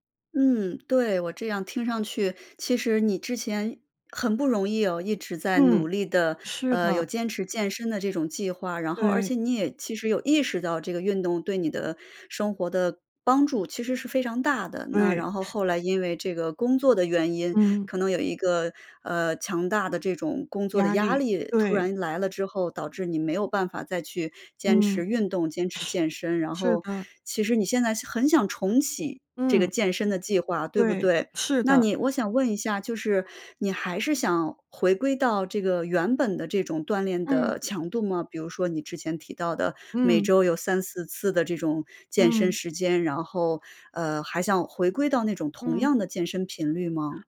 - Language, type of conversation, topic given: Chinese, advice, 难以坚持定期锻炼，常常半途而废
- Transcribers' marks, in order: none